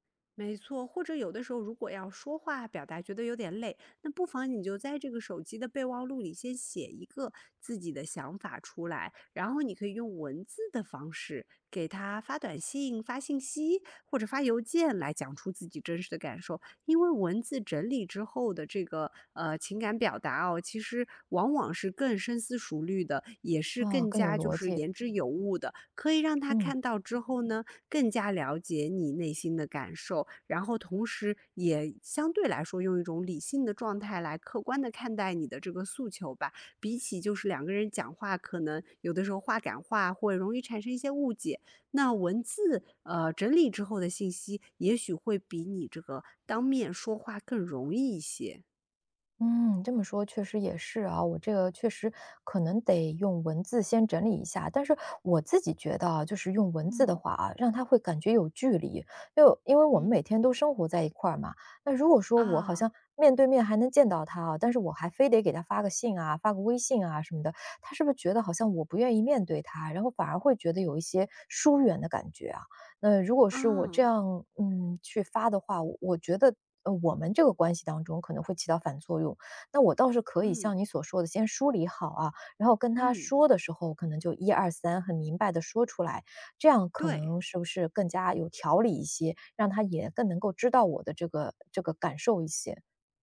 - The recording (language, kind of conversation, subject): Chinese, advice, 当伴侣经常挑剔你的生活习惯让你感到受伤时，你该怎么沟通和处理？
- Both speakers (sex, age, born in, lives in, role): female, 30-34, China, United States, advisor; female, 45-49, China, United States, user
- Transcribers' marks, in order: other background noise